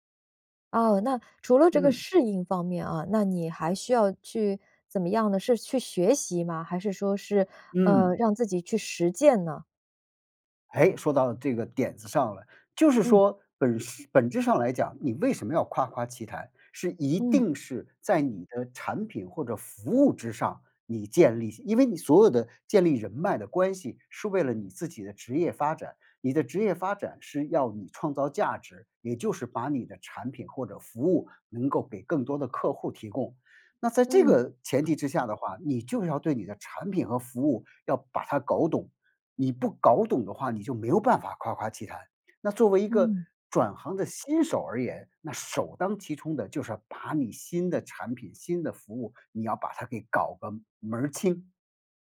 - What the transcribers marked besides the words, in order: none
- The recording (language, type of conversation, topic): Chinese, podcast, 转行后怎样重新建立职业人脉？